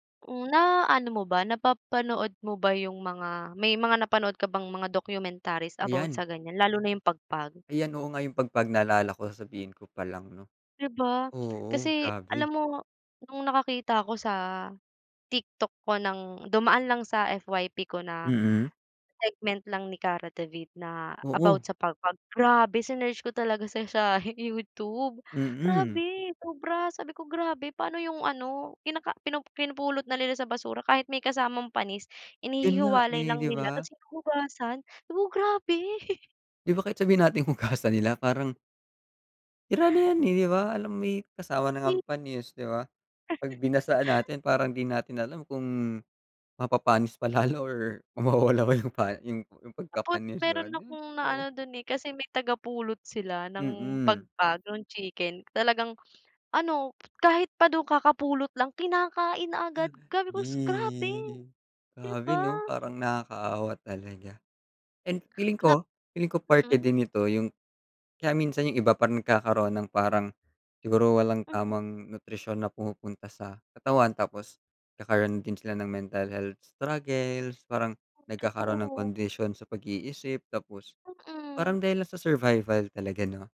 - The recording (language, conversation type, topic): Filipino, unstructured, Ano ang reaksyon mo sa mga taong kumakain ng basura o panis na pagkain?
- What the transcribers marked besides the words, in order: tapping; chuckle; laughing while speaking: "hugasan"; other background noise; chuckle; laughing while speaking: "lalo or mawawala ba yung"; drawn out: "Ih"